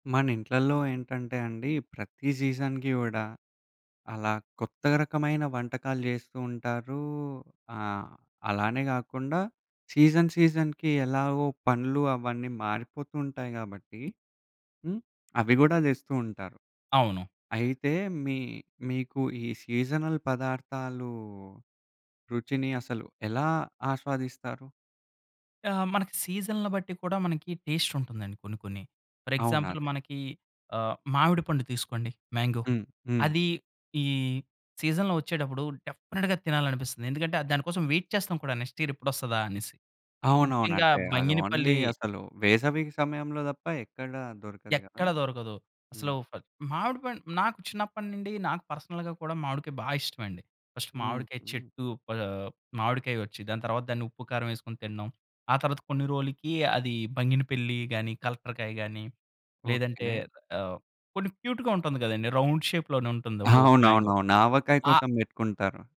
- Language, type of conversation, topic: Telugu, podcast, సీజనల్ పదార్థాల రుచిని మీరు ఎలా ఆస్వాదిస్తారు?
- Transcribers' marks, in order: in English: "సీజన్‌కి"; in English: "సీజన్, సీజన్‌కి"; other background noise; in English: "సీజనల్"; in English: "సీజన్‌ల"; in English: "ఫర్ ఎగ్జాంపుల్"; in English: "మ్యాంగో"; in English: "సీజన్‌లో"; in English: "డెఫినెట్‌గా"; stressed: "డెఫినెట్‌గా"; in English: "వెయిట్"; in English: "నెక్స్ట్ ఇయర్"; in English: "ఓన్లీ"; in English: "పర్సనల్‌గా"; in English: "క్యూట్‌గా"; in English: "రౌండ్ షేప్‌లోనే"; in English: "మ్యాంగో"